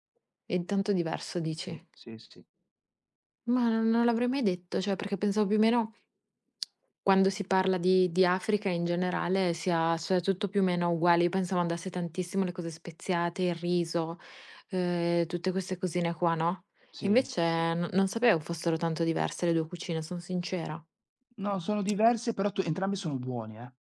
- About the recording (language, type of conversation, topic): Italian, unstructured, Hai un ricordo speciale legato a un pasto in famiglia?
- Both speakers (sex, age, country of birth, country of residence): female, 25-29, Italy, Italy; male, 40-44, Italy, Italy
- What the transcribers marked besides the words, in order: tapping